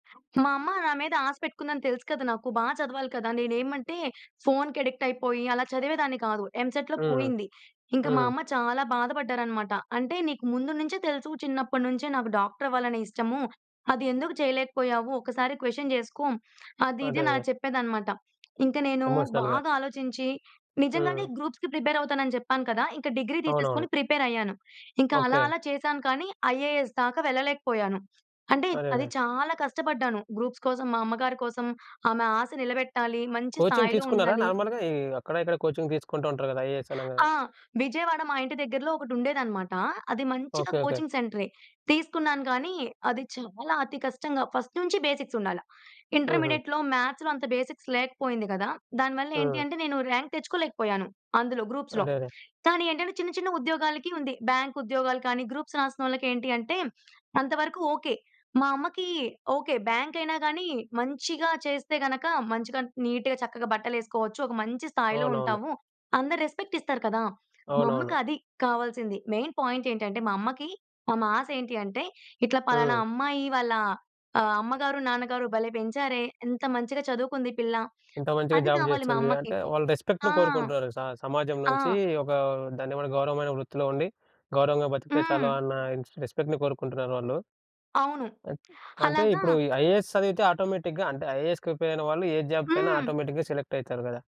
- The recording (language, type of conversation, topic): Telugu, podcast, పెద్దల ఆశలు పిల్లలపై ఎలాంటి ప్రభావం చూపుతాయనే విషయంపై మీ అభిప్రాయం ఏమిటి?
- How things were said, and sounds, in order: other background noise; in English: "అడిక్ట్"; in English: "ఎంసెట్‌లో"; tapping; in English: "డాక్టర్"; in English: "క్వశ్చన్"; in English: "ఎమోషనల్‌గా"; in English: "గ్రూప్స్‌కి ప్రిపేర్"; in English: "డిగ్రీ"; in English: "ఐఏఎస్"; in English: "గ్రూప్స్"; in English: "కోచింగ్"; in English: "నార్మల్‌గా"; in English: "కోచింగ్"; in English: "ఐఏఎస్"; in English: "కోచింగ్"; in English: "ఫస్ట్"; in English: "బేసిక్స్"; in English: "ఇంటర్మీడియేట్‌లో, మ్యాథ్స్‌లో"; in English: "బేసిక్స్"; in English: "ర్యాంక్"; in English: "గ్రూప్స్‌లో"; in English: "బ్యాంక్"; in English: "గ్రూప్స్"; in English: "బ్యాంక్"; in English: "నీట్‌గా"; in English: "రెస్‌పెక్ట్"; in English: "మెయిన్ పాయింట్"; in English: "జాబ్"; in English: "రెస్పెక్ట్‌ని"; in English: "రెస్పెక్ట్‌ని"; in English: "ఐఏఎస్"; in English: "ఆటోమేటిక్‌గా"; in English: "ఐఏఎస్‌కి"; in English: "జాబ్‌కైనా ఆటోమేటిక్‌గా"